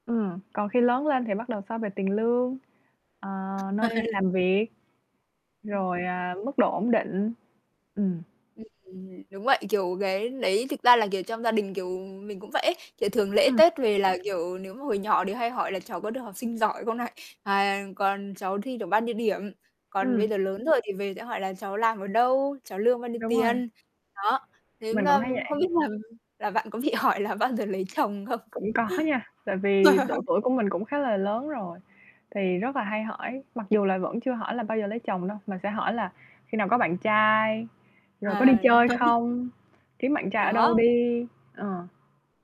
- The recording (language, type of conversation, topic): Vietnamese, podcast, Bạn đối mặt với áp lực xã hội và kỳ vọng của gia đình như thế nào?
- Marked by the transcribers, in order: tapping; laugh; other background noise; laughing while speaking: "là bao giờ lấy chồng không?"; laugh; laugh